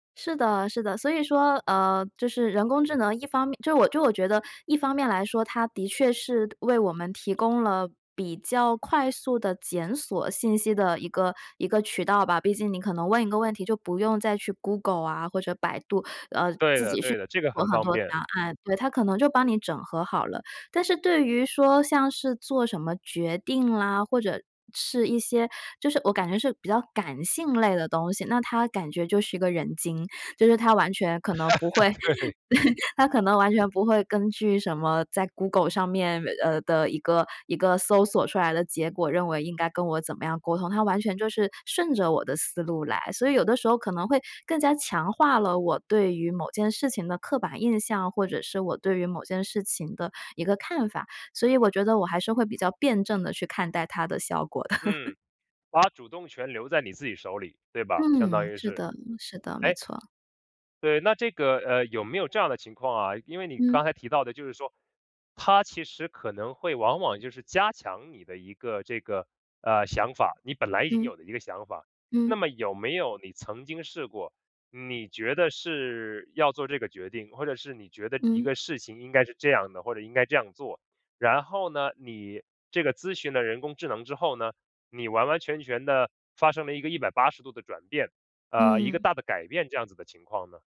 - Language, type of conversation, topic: Chinese, podcast, 你怎么看人工智能帮我们做决定这件事？
- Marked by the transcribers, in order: laugh; laughing while speaking: "对"; laughing while speaking: "对"; other background noise; laugh